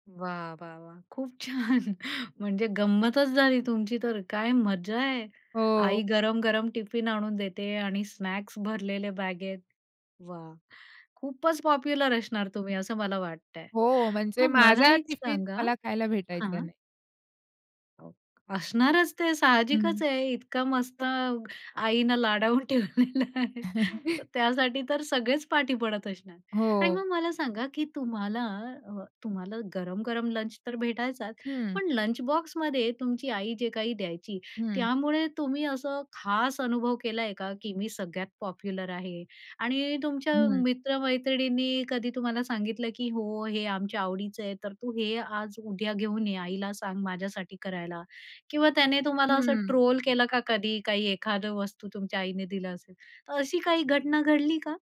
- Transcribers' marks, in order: laughing while speaking: "खूप छान! म्हणजे"; surprised: "गंमतच झाली तुमची तर काय मजा आहे"; in English: "स्नॅक्स"; in English: "पॉप्युलर"; laughing while speaking: "लाडावून ठेवलेलं आहे"; chuckle; in English: "लंच"; in English: "लंच बॉक्समध्ये"; in English: "पॉप्युलर"; in English: "ट्रोल"
- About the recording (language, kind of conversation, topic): Marathi, podcast, शाळेतील डब्यातल्या खाण्यापिण्याच्या आठवणींनी तुमची ओळख कशी घडवली?